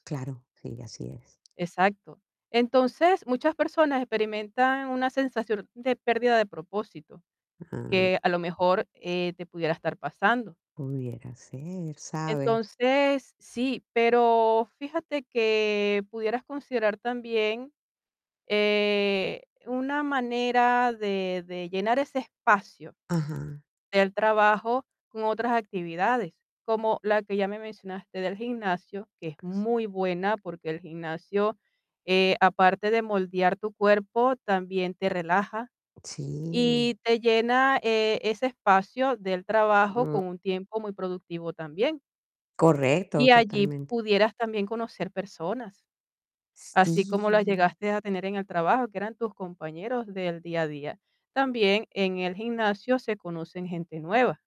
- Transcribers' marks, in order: static; other background noise; tapping; drawn out: "Sí"
- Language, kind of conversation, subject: Spanish, advice, ¿Cómo te sientes con la jubilación y qué nuevas formas de identidad y rutina diaria estás buscando?
- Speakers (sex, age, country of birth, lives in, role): female, 50-54, Venezuela, Italy, advisor; female, 55-59, Colombia, United States, user